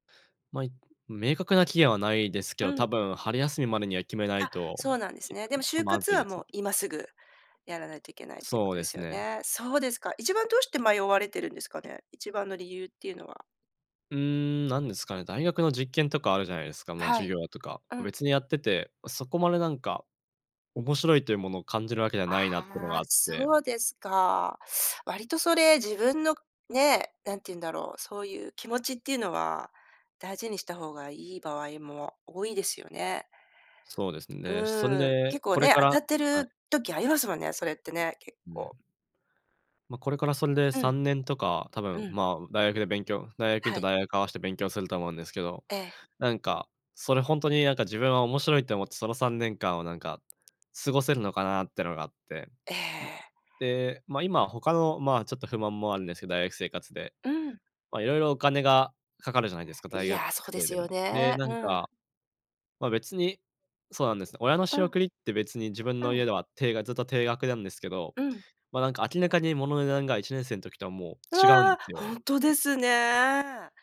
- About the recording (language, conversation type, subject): Japanese, advice, 選択を迫られ、自分の価値観に迷っています。どうすれば整理して決断できますか？
- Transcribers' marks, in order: unintelligible speech